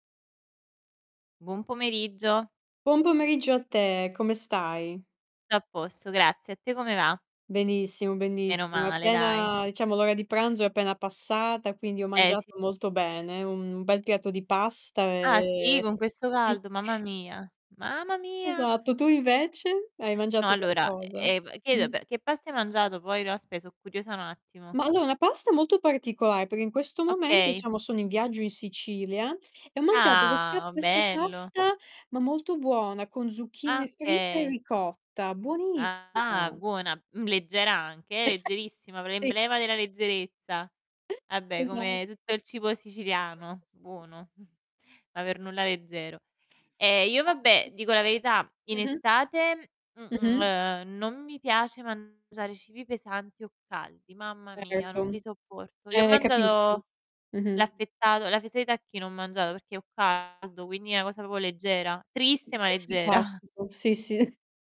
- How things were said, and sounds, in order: distorted speech; tapping; drawn out: "ehm"; chuckle; "perché" said as "perè"; drawn out: "Ah!"; "okay" said as "chei"; chuckle; other noise; "Vabbè" said as "abbè"; background speech; chuckle; unintelligible speech; "proprio" said as "propio"; laughing while speaking: "leggera"; laughing while speaking: "sì"
- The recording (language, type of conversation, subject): Italian, unstructured, Qual è il tuo ricordo più felice legato a un pasto?